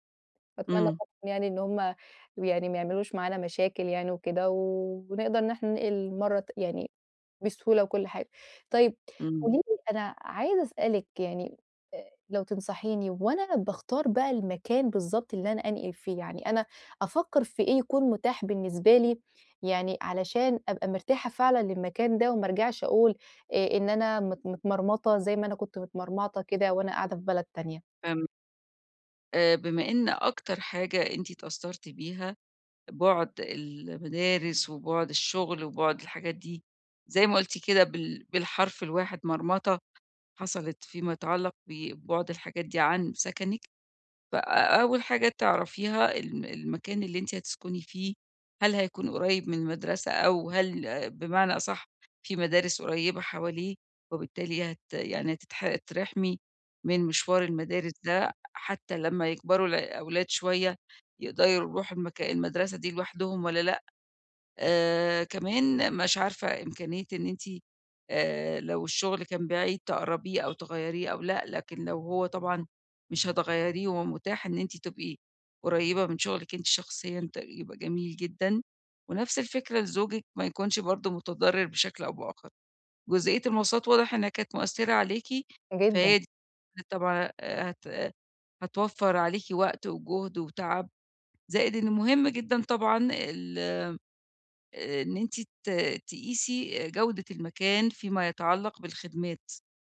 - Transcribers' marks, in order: other background noise; horn; unintelligible speech
- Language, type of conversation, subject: Arabic, advice, إزاي أنسّق الانتقال بين البيت الجديد والشغل ومدارس العيال بسهولة؟